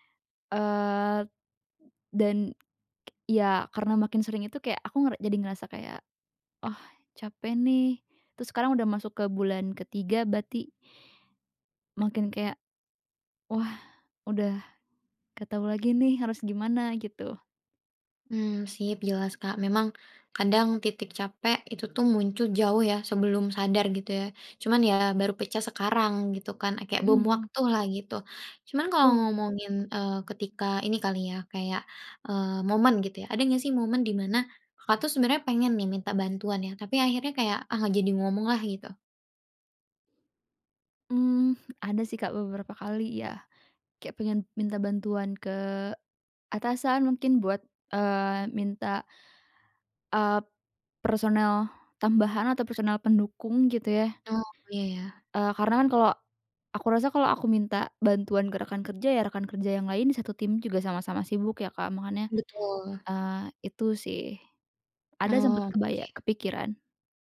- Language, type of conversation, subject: Indonesian, advice, Bagaimana cara berhenti menunda semua tugas saat saya merasa lelah dan bingung?
- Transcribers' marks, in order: other background noise